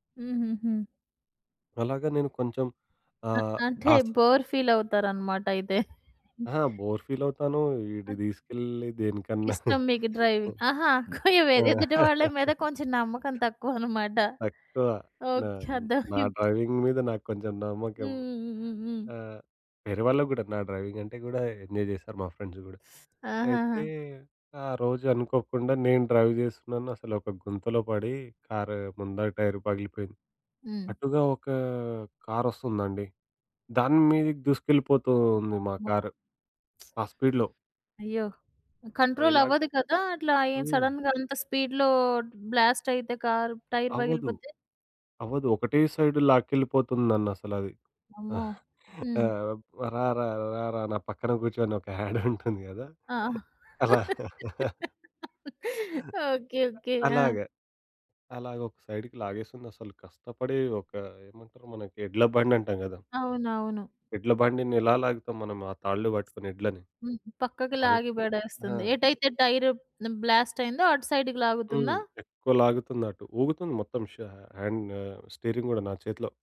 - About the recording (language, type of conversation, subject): Telugu, podcast, సాధారణ రోజుల్లోనూ ఆత్మవిశ్వాసంగా కనిపించడానికి మీరు ఏ మార్గాలు అనుసరిస్తారు?
- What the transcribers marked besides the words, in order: in English: "బోర్"; chuckle; other background noise; in English: "బోర్"; in English: "డ్రైవింగ్"; "ఎదుటి" said as "వెదెదుటి"; chuckle; laugh; other noise; in English: "డ్రైవింగ్"; tapping; in English: "డ్రైవింగ్"; in English: "ఎంజాయ్"; teeth sucking; in English: "ఫ్రెండ్స్"; in English: "డ్రైవ్"; in English: "స్పీడ్‌లో"; lip smack; in English: "సడెన్‌గా"; in English: "స్పీడ్‌లో"; in English: "బ్లాస్ట్"; in English: "టైర్"; in English: "సైడ్"; chuckle; laughing while speaking: "యాడుంటుంది కదా! అలా"; laugh; in English: "సైడ్‌కి"; in English: "బ్లాస్ట్"; in English: "సైడ్‌కి"; in English: "హ్యాండ్"; in English: "స్టీరింగ్"